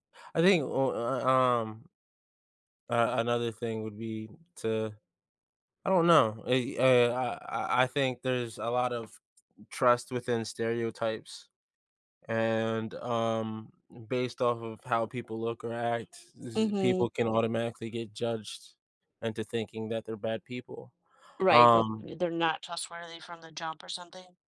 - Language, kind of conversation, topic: English, unstructured, What steps are most important when trying to rebuild trust in a relationship?
- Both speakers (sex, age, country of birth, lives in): female, 50-54, United States, United States; male, 30-34, United States, United States
- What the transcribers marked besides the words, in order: tapping